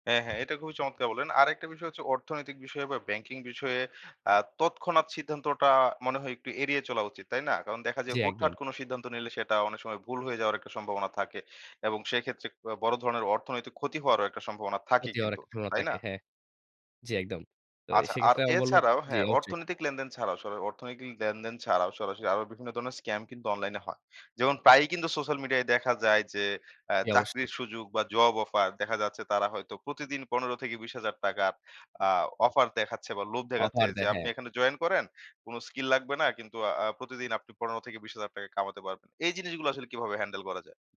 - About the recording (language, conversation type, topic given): Bengali, podcast, কোনো অনলাইন প্রতারণার মুখে পড়লে প্রথমে কী করবেন—কী পরামর্শ দেবেন?
- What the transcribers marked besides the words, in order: other background noise